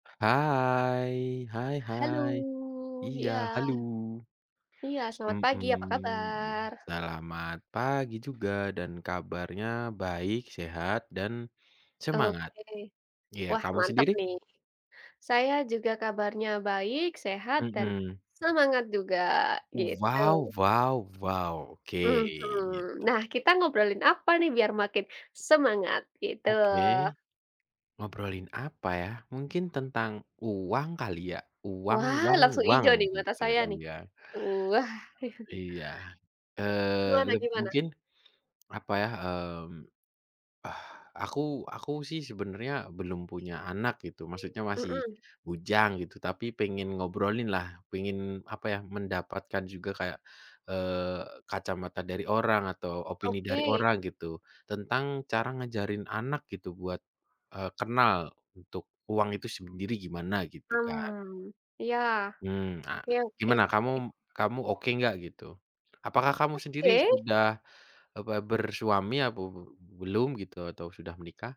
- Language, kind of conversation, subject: Indonesian, unstructured, Bagaimana cara mengajarkan anak tentang uang?
- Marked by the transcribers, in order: tapping; dog barking; chuckle; other background noise